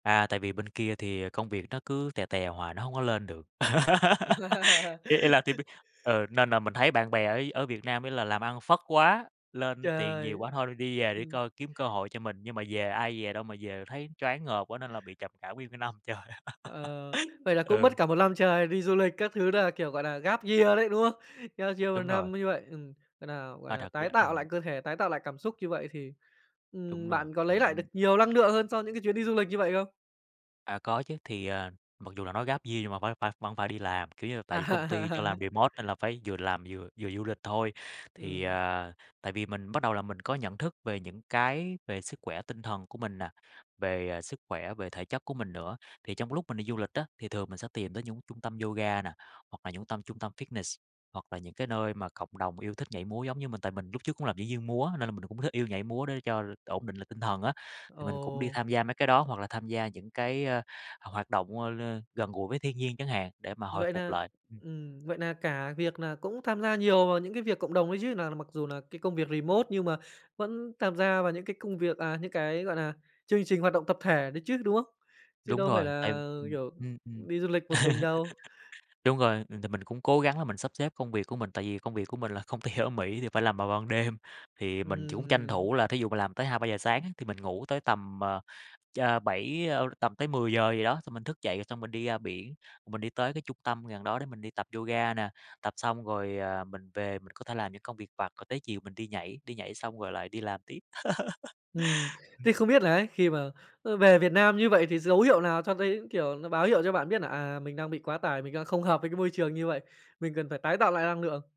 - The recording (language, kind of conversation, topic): Vietnamese, podcast, Bạn chăm sóc bản thân như thế nào khi mọi thứ đang thay đổi?
- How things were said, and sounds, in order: tapping; laugh; in English: "team"; laugh; in English: "gap year"; in English: "Gap year"; in English: "gap year"; other background noise; laughing while speaking: "À"; in English: "remote"; "những" said as "nhũng"; in English: "fitness"; in English: "remote"; laugh; laughing while speaking: "công ty"; laugh